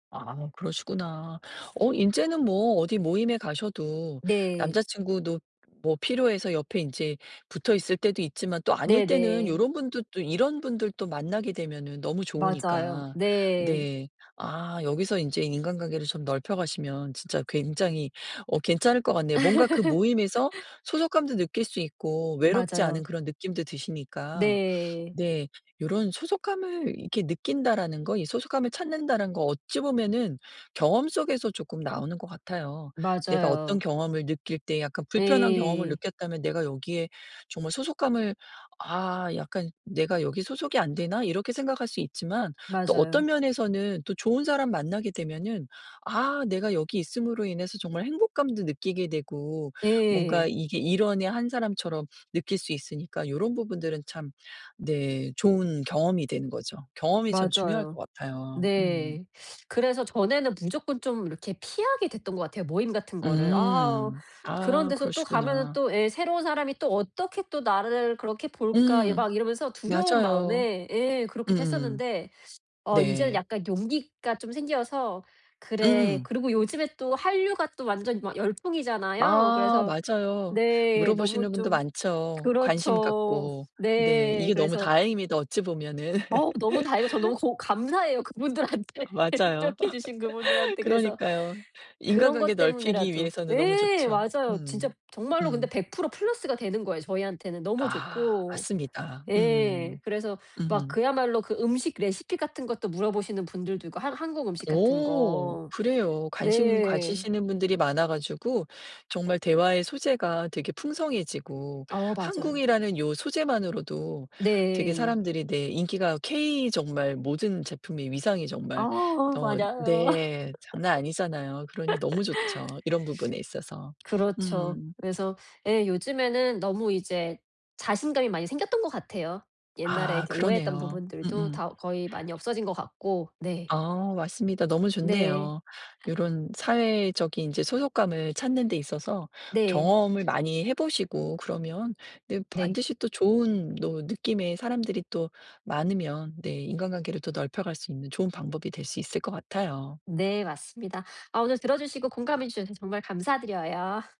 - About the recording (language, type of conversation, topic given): Korean, advice, 새로운 사람들 속에서 어떻게 하면 소속감을 느낄 수 있을까요?
- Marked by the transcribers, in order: laugh; other background noise; teeth sucking; teeth sucking; laugh; laughing while speaking: "그분들한테. 노력해 주신"; laugh; laugh